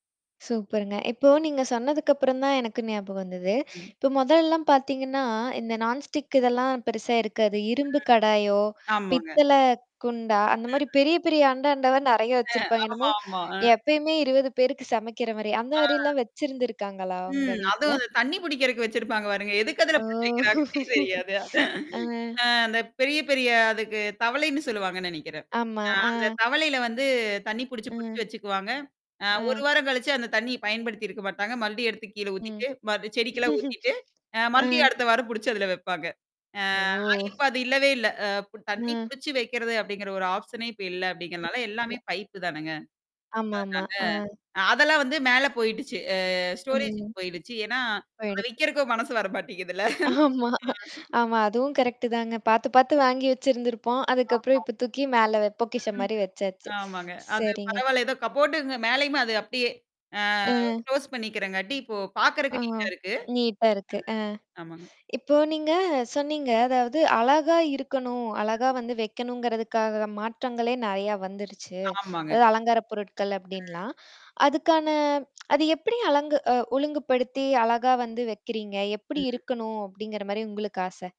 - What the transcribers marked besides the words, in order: in English: "நான் ஸ்டிக்"; distorted speech; laughing while speaking: "நெறைய வச்சிருப்பாங்க"; laughing while speaking: "எதுக்கு அதுல புடிச்சி வக்கிறாங்கன்னே தெரியாது"; drawn out: "ஓ"; laugh; chuckle; other background noise; drawn out: "ஓ"; unintelligible speech; in English: "ஆப்ஷனே"; in English: "ஸ்டோரேஜுக்கு"; mechanical hum; tapping; laughing while speaking: "ஆமா"; laughing while speaking: "மனசு வர மாட்டேங்குது இல்ல! அ"; in English: "கப்போர்டு"; in English: "க்ளோஸ்"; in English: "நீட்டா"; in English: "நீட்டா"; lip smack
- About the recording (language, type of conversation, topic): Tamil, podcast, கடந்த சில ஆண்டுகளில் உங்கள் அலமாரி எப்படி மாறியிருக்கிறது?